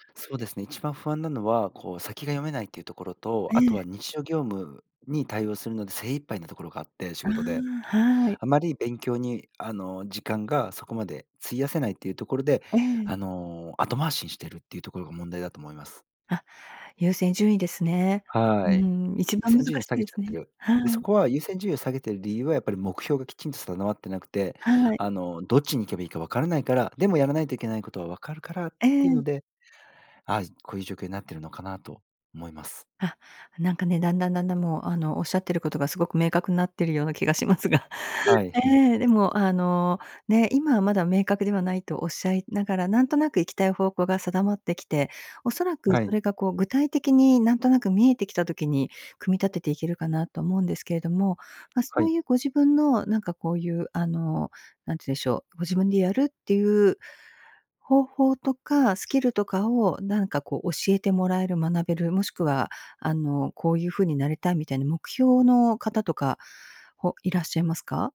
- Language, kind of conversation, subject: Japanese, advice, 長期的な目標に向けたモチベーションが続かないのはなぜですか？
- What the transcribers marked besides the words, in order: none